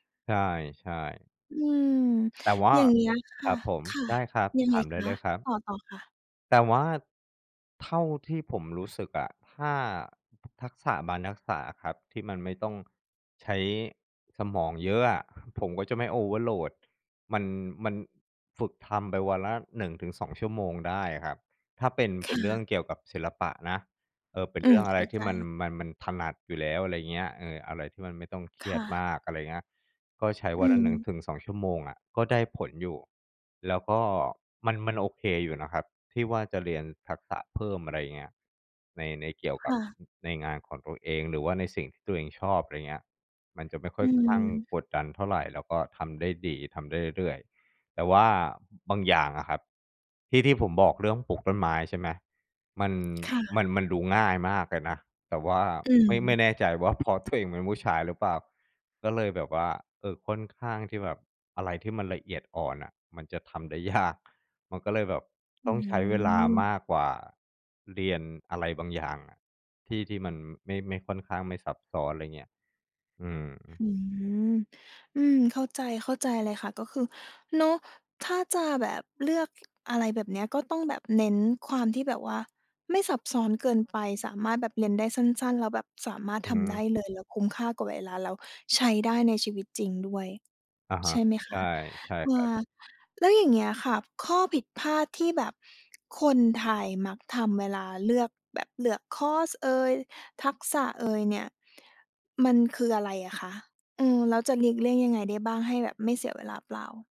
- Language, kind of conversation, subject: Thai, podcast, จะเลือกเรียนทักษะใหม่อย่างไรให้คุ้มค่ากับเวลาที่ลงทุนไป?
- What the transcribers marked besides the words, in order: other background noise; tapping